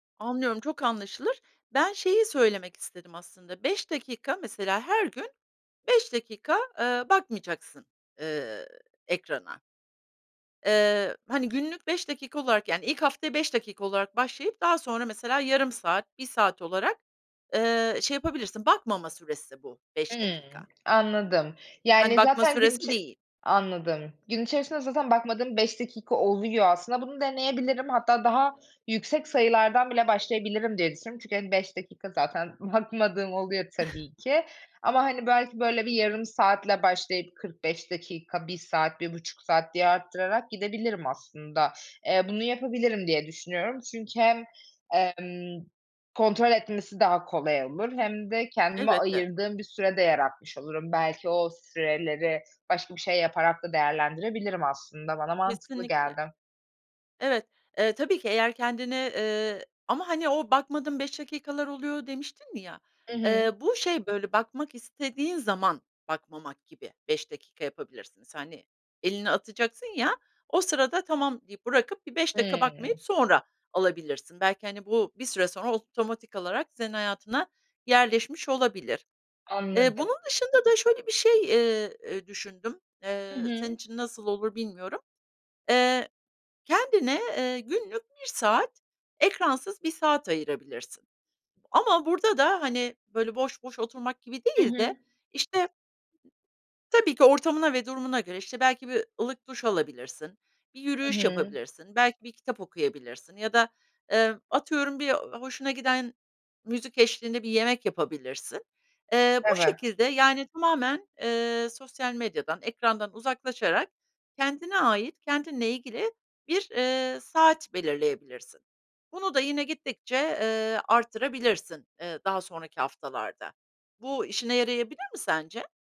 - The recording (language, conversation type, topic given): Turkish, advice, Sosyal medya ve telefon yüzünden dikkatimin sürekli dağılmasını nasıl önleyebilirim?
- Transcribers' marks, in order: other background noise; chuckle